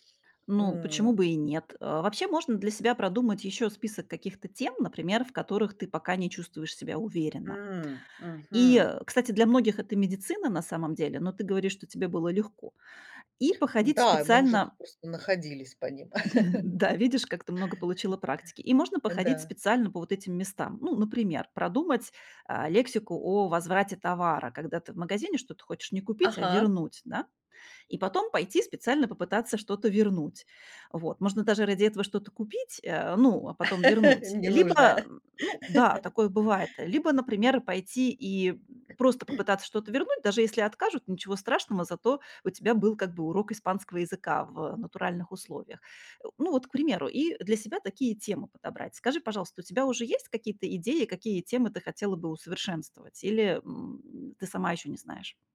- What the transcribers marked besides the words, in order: chuckle; laugh; chuckle; throat clearing
- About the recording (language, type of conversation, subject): Russian, advice, Почему мне кажется, что я не вижу прогресса и из-за этого теряю уверенность в себе?